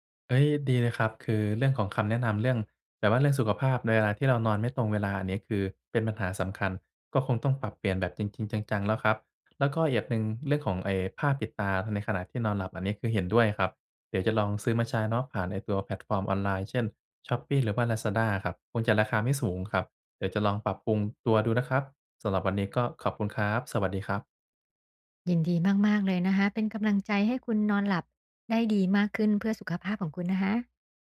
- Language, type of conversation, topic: Thai, advice, ฉันจะทำอย่างไรให้ตารางการนอนประจำวันของฉันสม่ำเสมอ?
- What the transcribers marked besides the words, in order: none